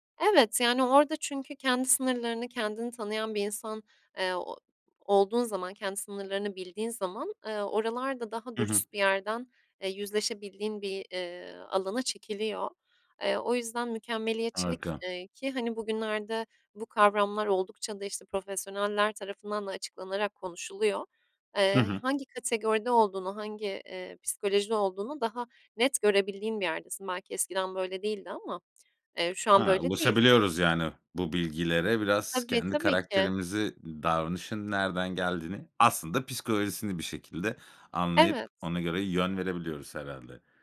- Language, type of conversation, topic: Turkish, podcast, En doğru olanı beklemek seni durdurur mu?
- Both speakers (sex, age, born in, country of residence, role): female, 25-29, Turkey, Italy, guest; male, 35-39, Turkey, Spain, host
- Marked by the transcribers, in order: other background noise; tapping